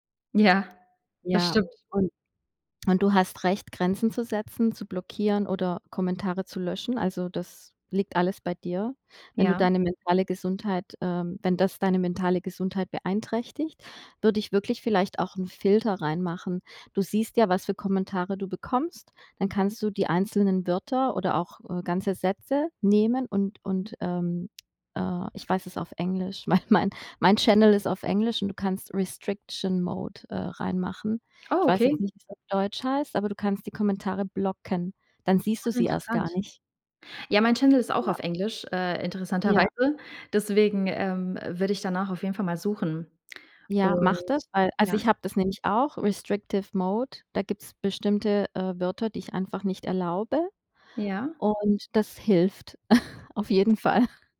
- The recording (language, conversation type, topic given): German, advice, Wie kann ich damit umgehen, dass mich negative Kommentare in sozialen Medien verletzen und wütend machen?
- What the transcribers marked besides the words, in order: laughing while speaking: "weil mein mein"; in English: "Channel"; in English: "Restriction Mode"; surprised: "Oh, okay"; in English: "Channel"; in English: "Restrictive Mode"; chuckle; laughing while speaking: "auf jeden Fall"